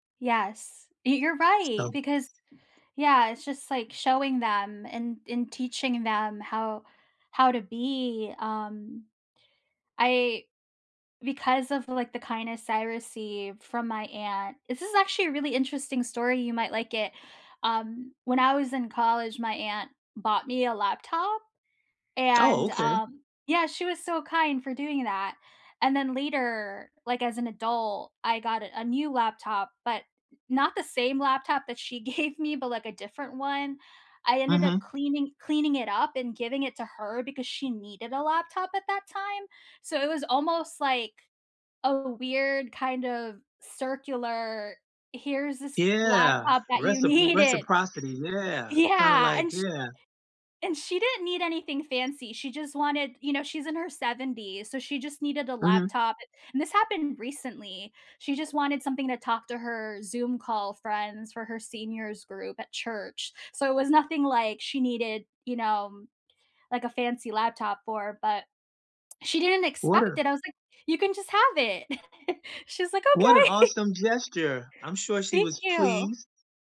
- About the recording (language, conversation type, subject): English, unstructured, What is a small act of kindness you have experienced recently?
- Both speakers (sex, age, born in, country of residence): female, 35-39, Philippines, United States; male, 55-59, United States, United States
- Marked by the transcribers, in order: other background noise; laughing while speaking: "gave"; laughing while speaking: "needed"; chuckle